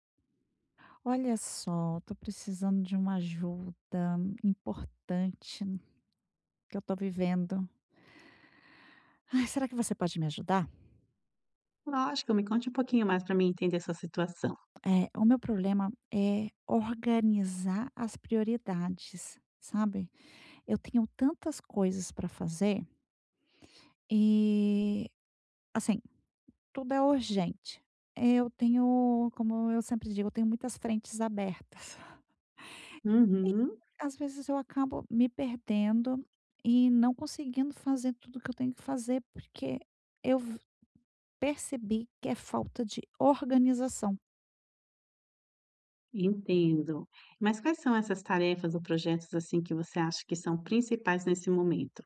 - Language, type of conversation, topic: Portuguese, advice, Como posso organizar minhas prioridades quando tudo parece urgente demais?
- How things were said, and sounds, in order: sigh; chuckle; tapping